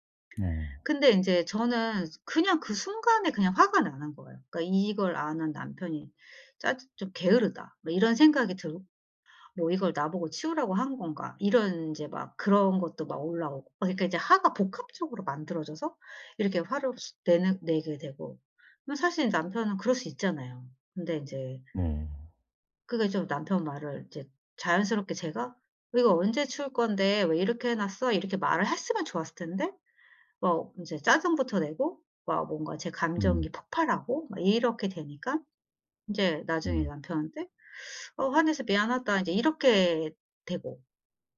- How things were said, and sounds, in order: other background noise
- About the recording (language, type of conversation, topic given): Korean, advice, 감정을 더 잘 조절하고 상대에게 더 적절하게 반응하려면 어떻게 해야 할까요?